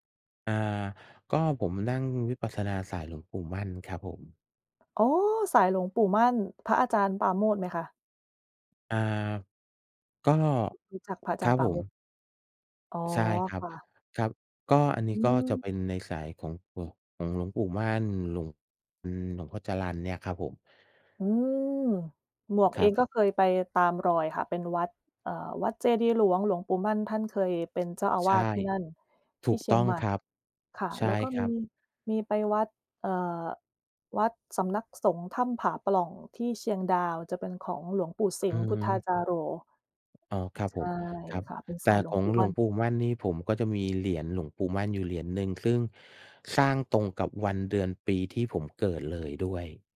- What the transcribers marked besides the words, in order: tapping; surprised: "อ๋อ !"; other background noise
- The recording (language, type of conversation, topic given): Thai, unstructured, คุณเชื่อว่าความรักยังคงอยู่หลังความตายไหม และเพราะอะไรถึงคิดแบบนั้น?